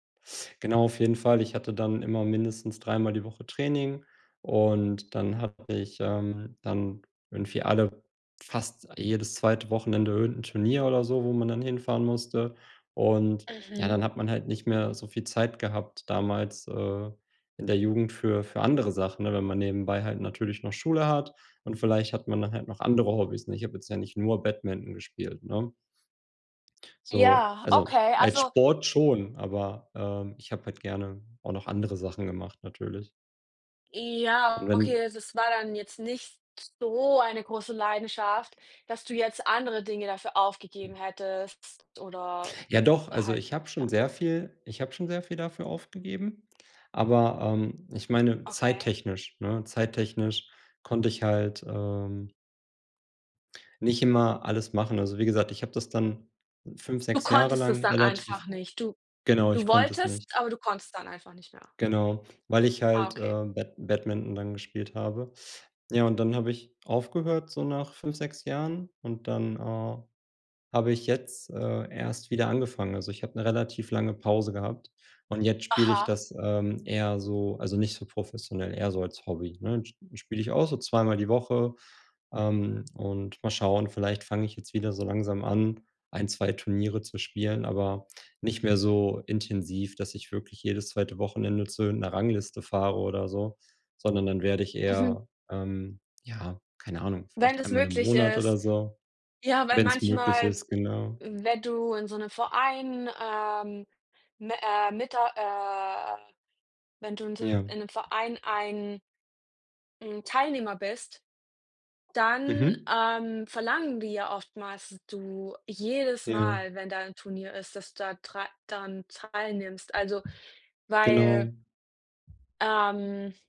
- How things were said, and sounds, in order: other background noise; drawn out: "äh"; tapping
- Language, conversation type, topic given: German, unstructured, Was machst du in deiner Freizeit gern?